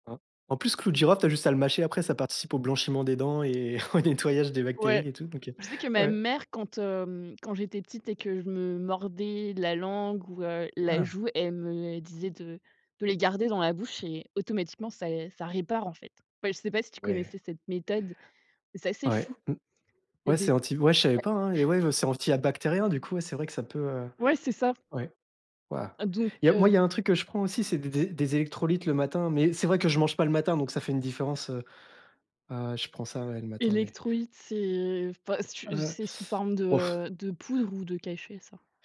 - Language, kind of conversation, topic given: French, podcast, Quelles recettes rapides et saines aimes-tu préparer ?
- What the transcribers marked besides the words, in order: laughing while speaking: "au"; tapping